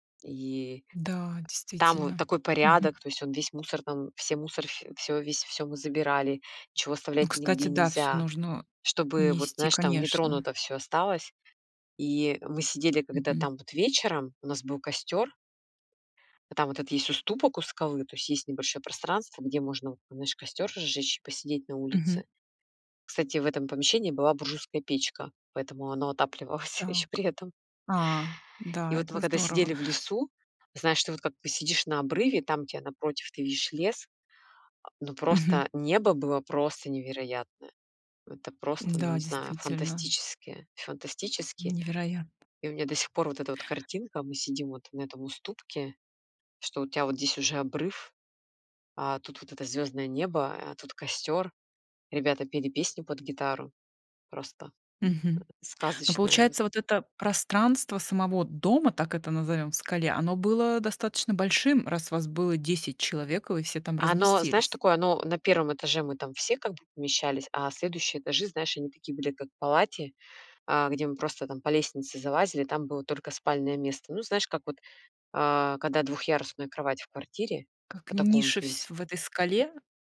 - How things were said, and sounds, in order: tapping; laughing while speaking: "отапливалась ещё при этом"
- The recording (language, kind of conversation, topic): Russian, podcast, Что вам больше всего запомнилось в вашем любимом походе?